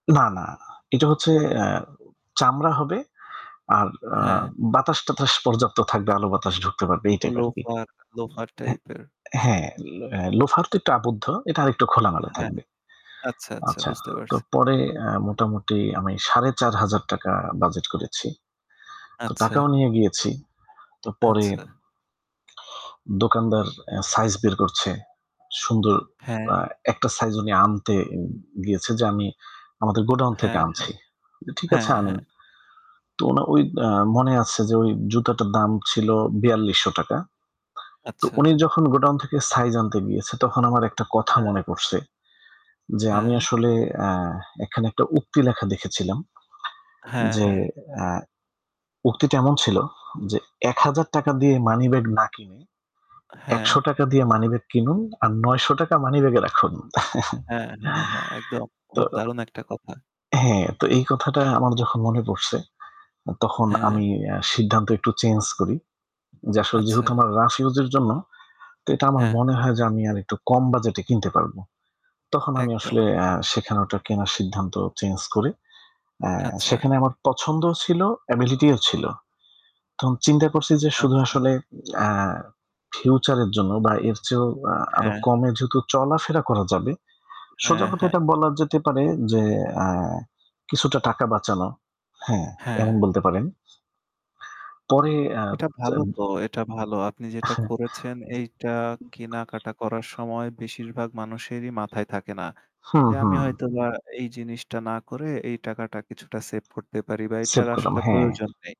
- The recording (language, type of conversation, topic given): Bengali, unstructured, কেন অনেক মানুষ টাকা খরচ করতে পছন্দ করে?
- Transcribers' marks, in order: static; mechanical hum; chuckle; "রাফ" said as "রাশ"; in English: "ability"; in English: "future"; chuckle; tapping; other background noise